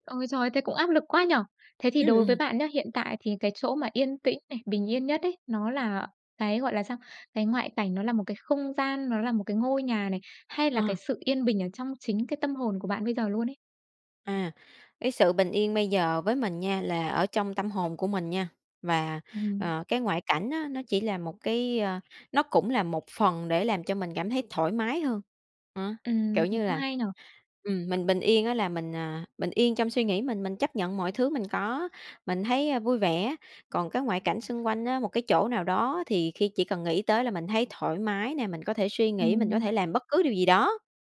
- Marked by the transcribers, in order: none
- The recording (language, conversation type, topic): Vietnamese, podcast, Bạn có thể kể về một lần bạn tìm được một nơi yên tĩnh để ngồi lại và suy nghĩ không?